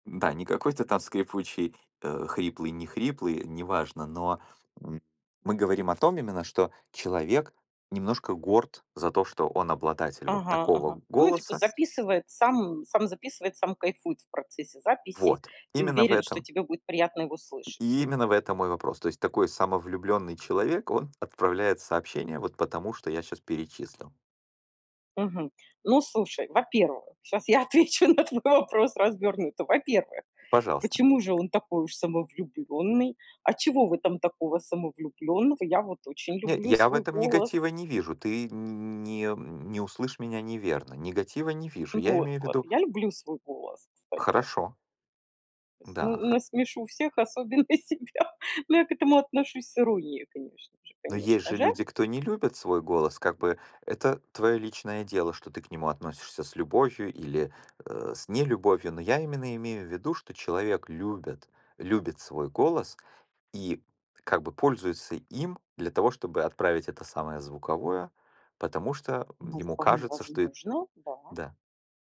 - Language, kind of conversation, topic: Russian, podcast, Как ты относишься к голосовым сообщениям в чатах?
- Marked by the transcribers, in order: other background noise; laughing while speaking: "щас я отвечу на твой вопрос развернуто"; tapping; laughing while speaking: "особенно себя"